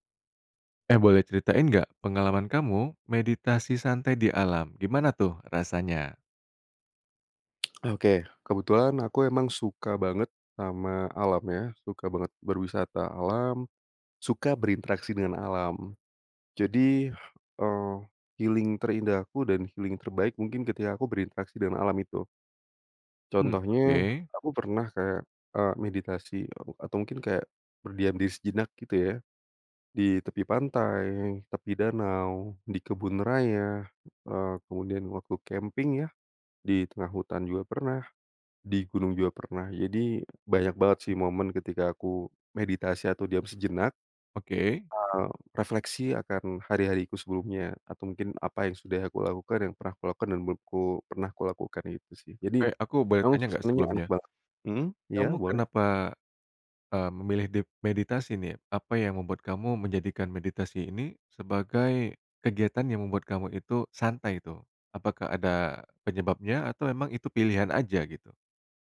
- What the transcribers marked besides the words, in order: tapping; in English: "healing"; in English: "healing"
- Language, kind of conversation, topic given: Indonesian, podcast, Bagaimana rasanya meditasi santai di alam, dan seperti apa pengalamanmu?